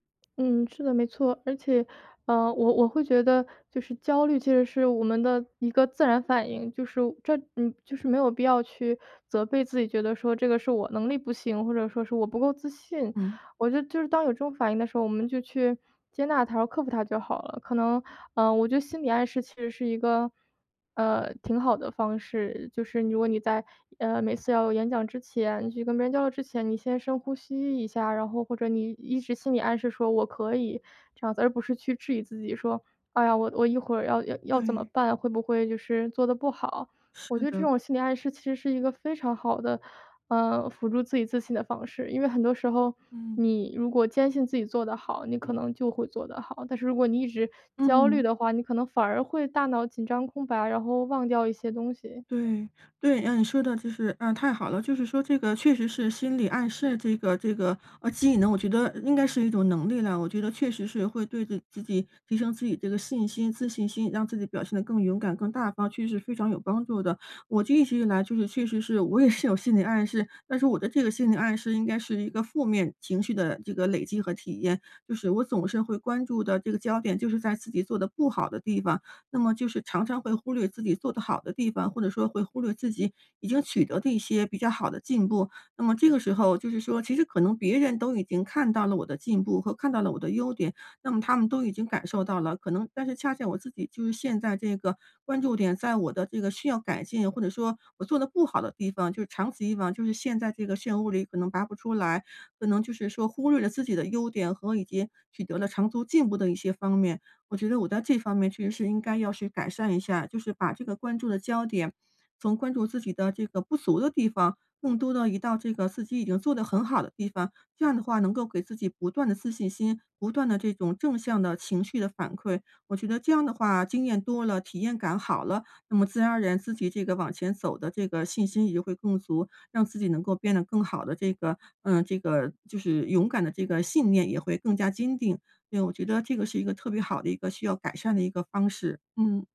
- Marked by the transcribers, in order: other background noise; laughing while speaking: "是"
- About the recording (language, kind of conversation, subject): Chinese, advice, 我怎样才能接受焦虑是一种正常的自然反应？